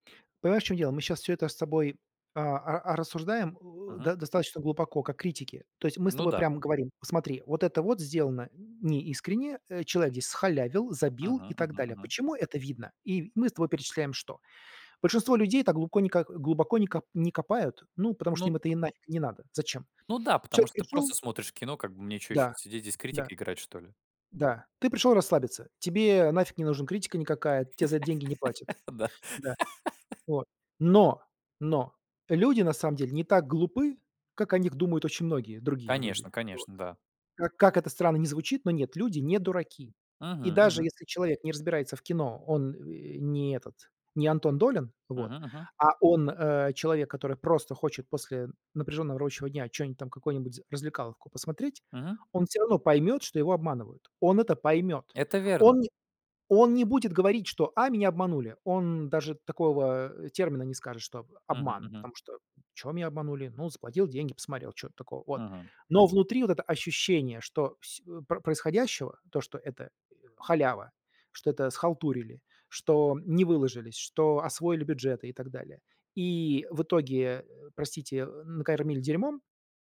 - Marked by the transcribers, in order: laugh
- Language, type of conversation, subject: Russian, podcast, Что для тебя значит быть искренним в творчестве?